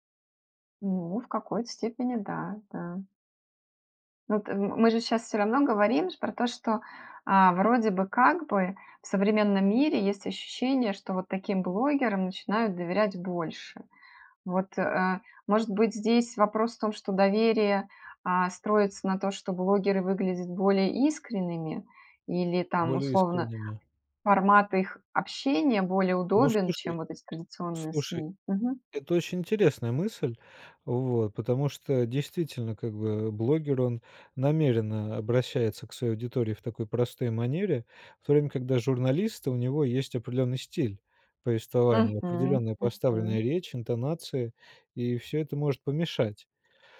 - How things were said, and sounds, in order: none
- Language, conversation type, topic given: Russian, podcast, Почему люди доверяют блогерам больше, чем традиционным СМИ?